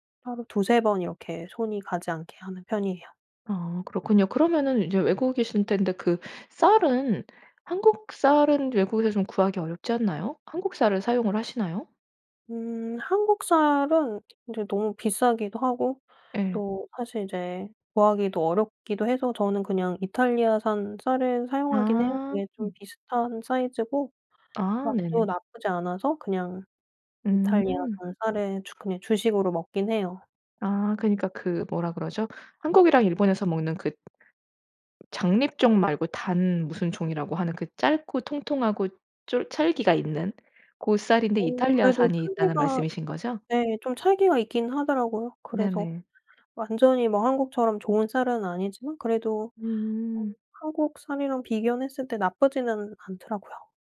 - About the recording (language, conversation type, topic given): Korean, podcast, 음식으로 자신의 문화를 소개해 본 적이 있나요?
- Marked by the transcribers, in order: tapping; other background noise